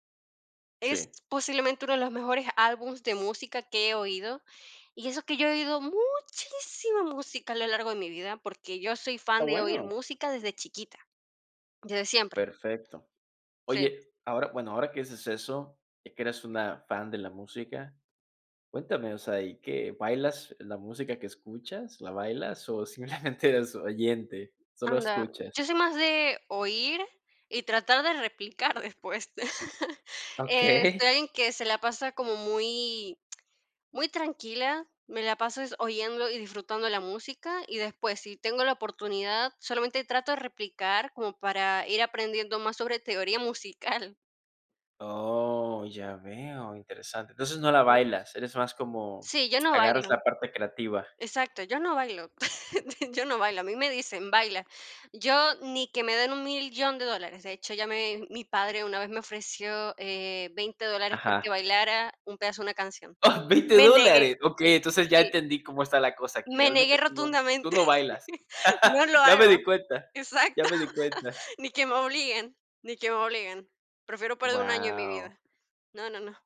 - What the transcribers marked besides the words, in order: put-on voice: "muchísima"; laughing while speaking: "simplemente"; chuckle; unintelligible speech; tapping; chuckle; surprised: "¡Oh! ¿veinte dólares?"; chuckle; laughing while speaking: "exacto"; laugh
- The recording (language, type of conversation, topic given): Spanish, podcast, ¿Qué canción te marcó durante tu adolescencia?
- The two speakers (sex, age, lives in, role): female, 50-54, Portugal, guest; male, 20-24, United States, host